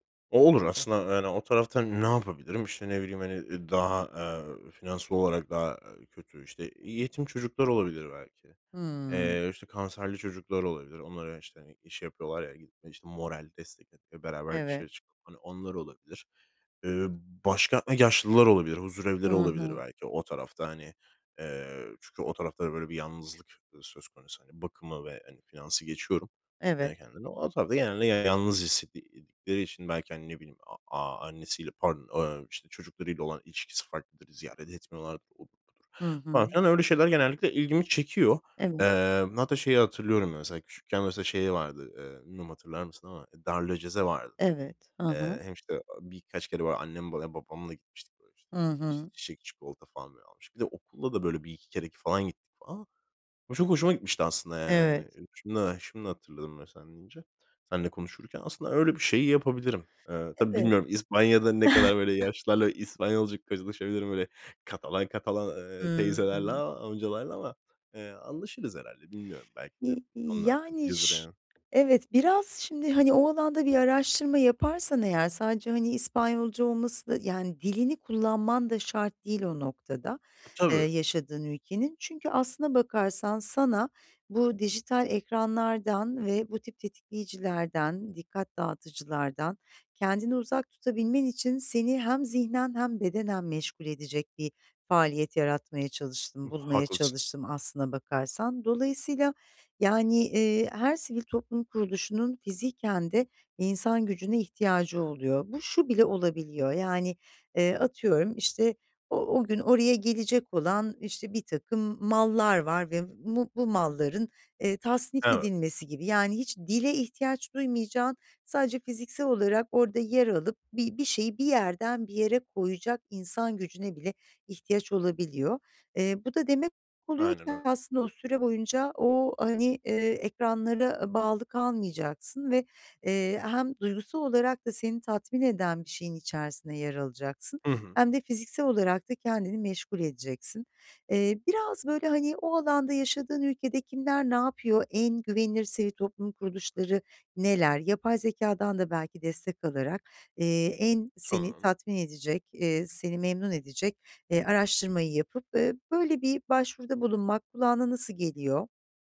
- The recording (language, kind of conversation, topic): Turkish, advice, Dijital dikkat dağıtıcıları nasıl azaltıp boş zamanımın tadını çıkarabilirim?
- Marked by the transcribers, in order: other background noise; unintelligible speech; unintelligible speech; chuckle; tapping